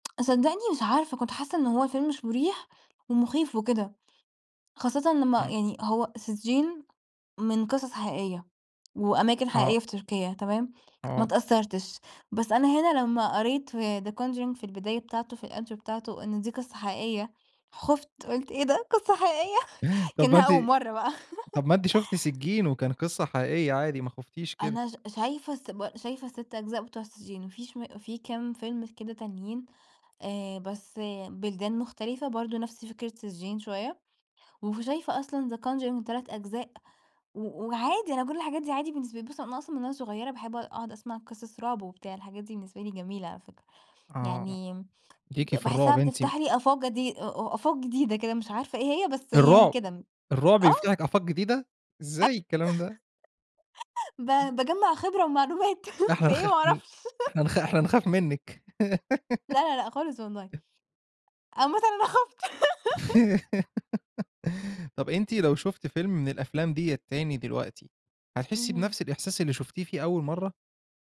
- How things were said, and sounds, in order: tsk; tapping; in English: "الintro"; laughing while speaking: "قصة حقيقية؟ كأنها أول مرّة بقى"; laugh; laugh; laugh; laughing while speaking: "في إيه ما اعرفش"; laugh; laugh; laughing while speaking: "أنا خُفت"; laugh; giggle
- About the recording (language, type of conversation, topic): Arabic, podcast, فاكر أول فيلم شفته في السينما كان إيه؟